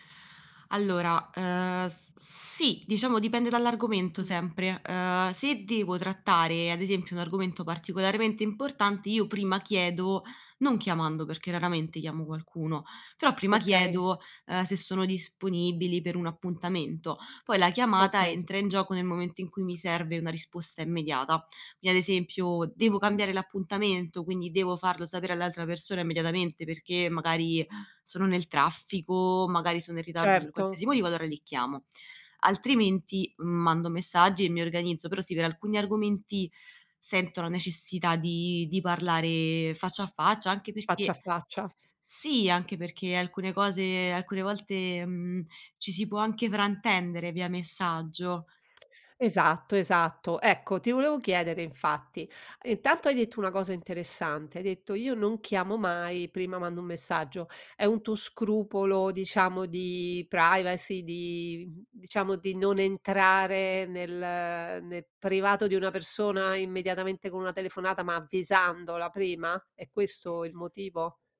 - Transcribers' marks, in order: "fraintendere" said as "frantendere"; tapping
- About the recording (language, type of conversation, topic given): Italian, podcast, Preferisci parlare di persona o via messaggio, e perché?